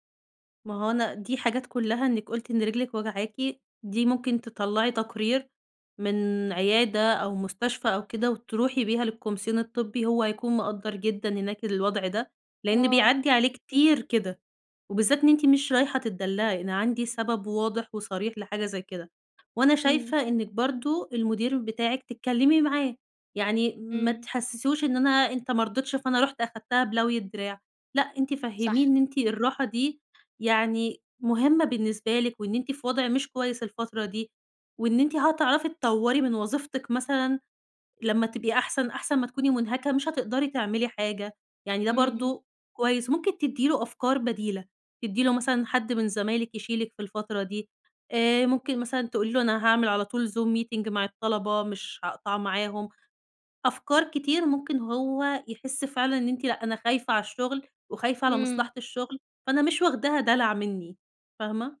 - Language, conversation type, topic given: Arabic, advice, إزاي أطلب راحة للتعافي من غير ما مديري يفتكر إن ده ضعف؟
- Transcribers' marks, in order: tapping; in English: "Zoom meeting"